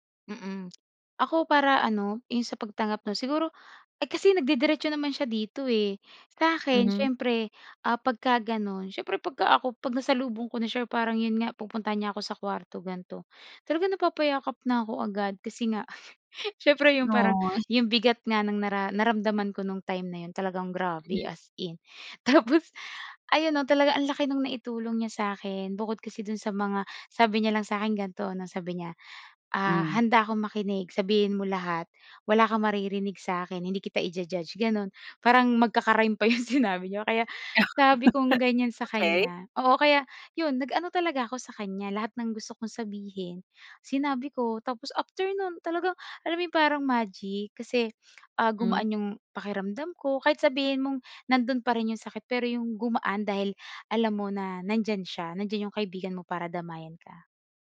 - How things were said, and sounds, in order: tapping; chuckle; laughing while speaking: "Tapos"; laugh
- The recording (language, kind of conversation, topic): Filipino, podcast, Ano ang papel ng mga kaibigan sa paghilom mo?